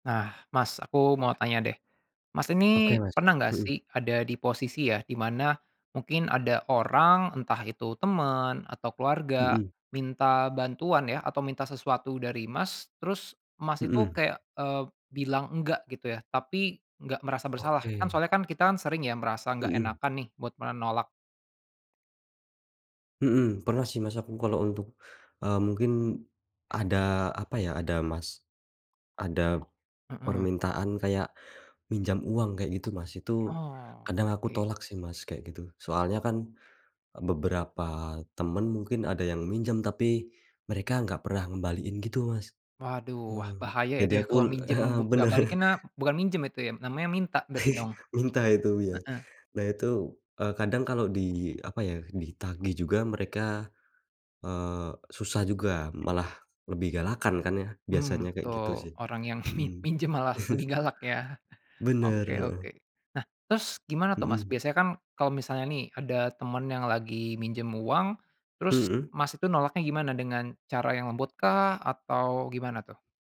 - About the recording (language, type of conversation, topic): Indonesian, podcast, Bagaimana cara mengatakan “tidak” tanpa merasa bersalah?
- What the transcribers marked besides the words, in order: laughing while speaking: "benar"; chuckle; laughing while speaking: "mi minjem"; chuckle